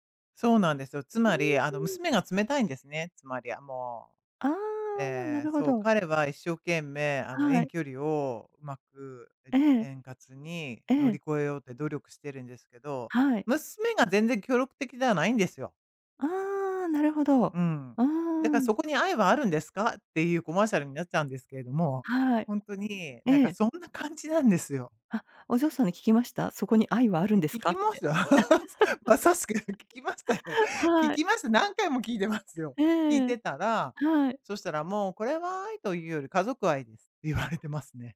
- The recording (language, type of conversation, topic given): Japanese, advice, 恋人と喧嘩が絶えない関係について、あなたは今どんな状況で、どう感じていますか？
- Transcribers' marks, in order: laugh; laughing while speaking: "まさしく聞きましたよ。聞きました、何回も聞いてますよ"; laugh; tapping